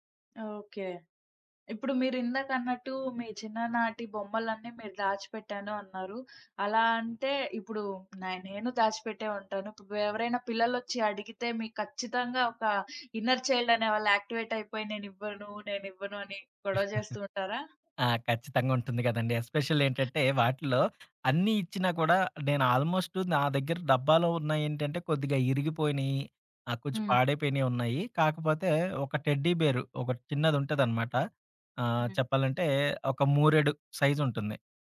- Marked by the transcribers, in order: tapping; in English: "ఇన్నర్ చైల్డ్"; in English: "యాక్టివేట్"; giggle; in English: "ఎస్పెషల్లీ"; other background noise; in English: "ఆల్మోస్ట్"; in English: "సైజ్"
- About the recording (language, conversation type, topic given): Telugu, podcast, ఇంట్లో మీకు అత్యంత విలువైన వస్తువు ఏది, ఎందుకు?